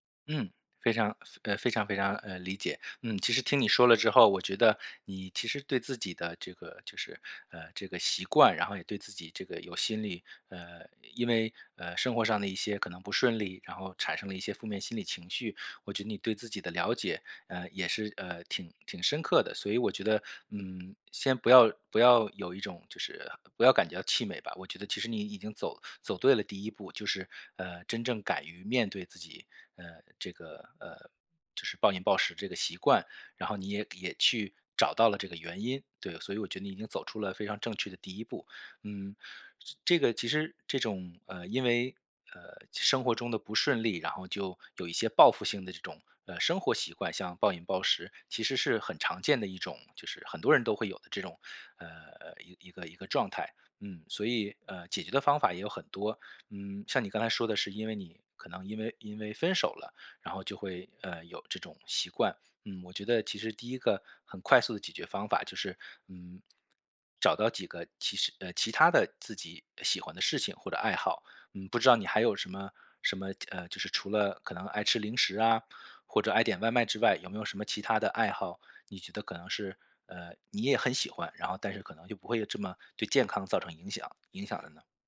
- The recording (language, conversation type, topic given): Chinese, advice, 你在压力来临时为什么总会暴饮暴食？
- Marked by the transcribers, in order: stressed: "习惯"